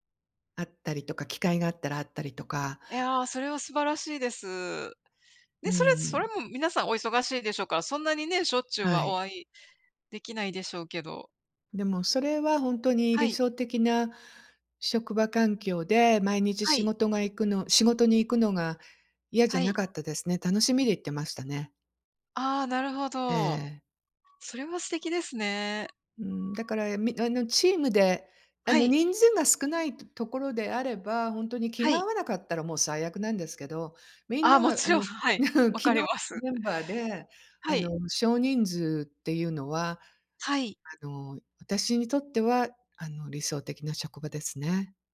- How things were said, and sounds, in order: alarm; chuckle
- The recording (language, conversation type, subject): Japanese, unstructured, 理想の職場環境はどんな場所ですか？